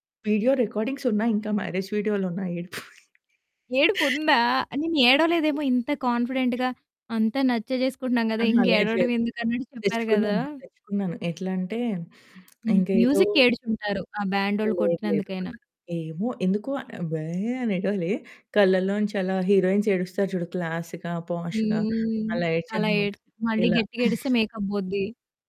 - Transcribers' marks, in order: in English: "రికార్డింగ్స్"; in English: "మ్యారేజ్"; laugh; other background noise; in English: "కాన్ఫిడెంట్‌గా"; static; in English: "మ్యూజిక్‌కి"; in English: "హీరోయిన్స్"; in English: "క్లాస్‌గా, పోష్‌గా"; distorted speech; in English: "మేకప్"; giggle
- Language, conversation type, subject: Telugu, podcast, పెళ్లి వేడుకల్లో మీ ఇంటి రివాజులు ఏమిటి?